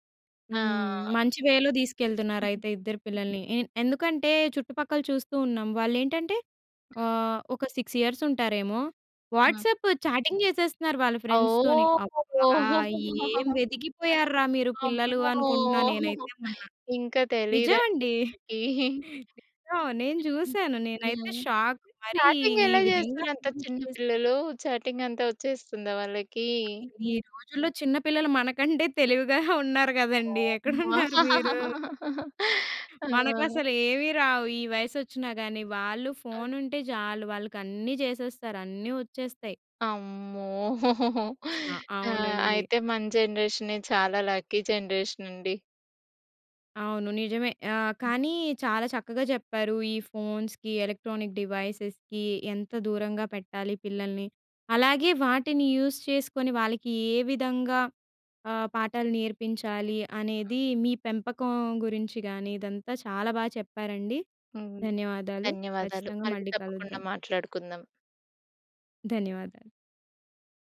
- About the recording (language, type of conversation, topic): Telugu, podcast, చిన్న పిల్లల కోసం డిజిటల్ నియమాలను మీరు ఎలా అమలు చేస్తారు?
- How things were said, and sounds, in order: in English: "వేలో"; other noise; in English: "సిక్స్ ఇయర్స్"; in English: "వాట్సాప్ చాటింగ్"; laugh; other background noise; in English: "ఫ్రెండ్స్‌తోని"; chuckle; in English: "చాటింగ్"; in English: "షాక్"; in English: "యూస్"; in English: "చాటింగ్"; tapping; laughing while speaking: "మనకంటే తెలివిగానె ఉన్నారు కదండీ! ఎక్కడున్నారు మీరు?"; laughing while speaking: "అమ్మా! ఆ!"; laugh; in English: "లక్కీ జనరేషన్"; in English: "ఎలక్ట్రానిక్ డివైసెస్‌కి"; in English: "యూస్"